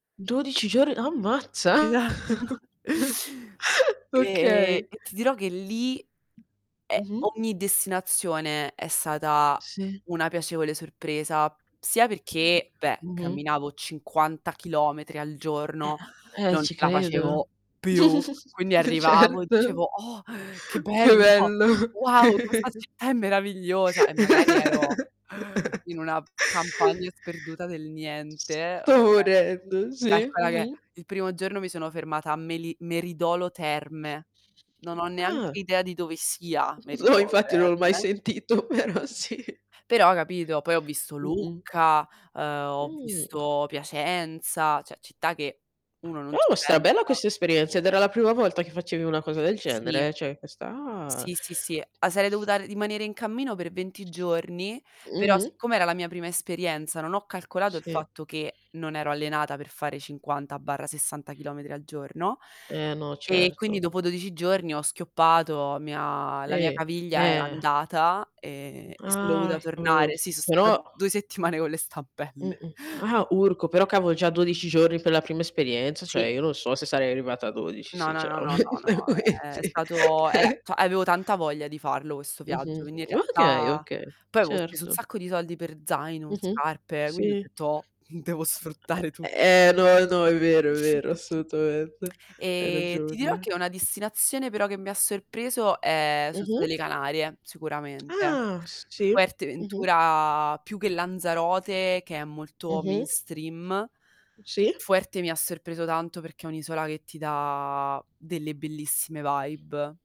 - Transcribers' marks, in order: static; laughing while speaking: "Esatto"; distorted speech; chuckle; tapping; other background noise; giggle; laughing while speaking: "Certo"; chuckle; laughing while speaking: "No infatti non l'ho mai sentito, però sì"; "cioè" said as "ceh"; "cioè" said as "ceh"; drawn out: "ah"; laughing while speaking: "stampelle"; "cioè" said as "ceh"; laughing while speaking: "sinceramente , quindi"; "cioè" said as "ceh"; chuckle; unintelligible speech; in English: "mainstream"; in English: "vibe"
- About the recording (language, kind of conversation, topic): Italian, unstructured, Qual è una destinazione che ti ha sorpreso piacevolmente?